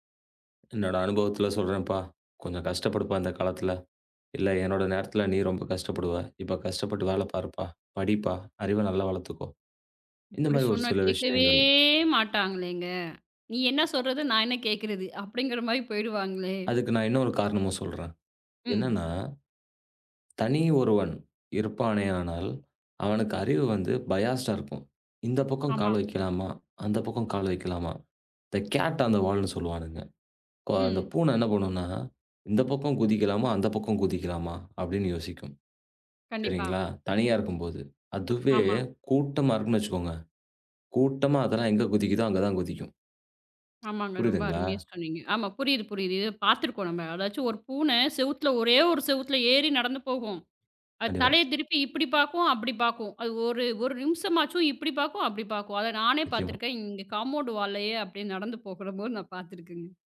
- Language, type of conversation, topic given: Tamil, podcast, இளைஞர்களை சமுதாயத்தில் ஈடுபடுத்த என்ன செய்யலாம்?
- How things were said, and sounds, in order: drawn out: "கேட்கவே"; other noise; laughing while speaking: "அப்படிங்கிற மாரி போயிருவாங்களே!"; in English: "பயாஸ்ட்டா"; in English: "தே கேட் ஆன் தே வால்ன்னு"; in English: "காம்பவுண்ட் வால்லயே"